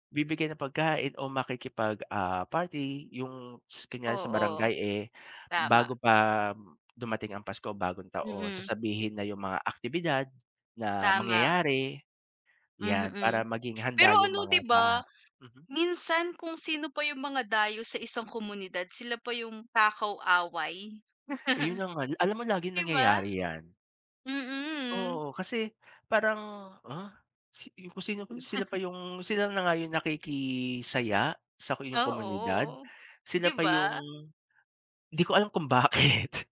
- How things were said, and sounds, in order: laugh; chuckle
- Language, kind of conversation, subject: Filipino, unstructured, Paano mo ipinagdiriwang ang mga espesyal na okasyon kasama ang inyong komunidad?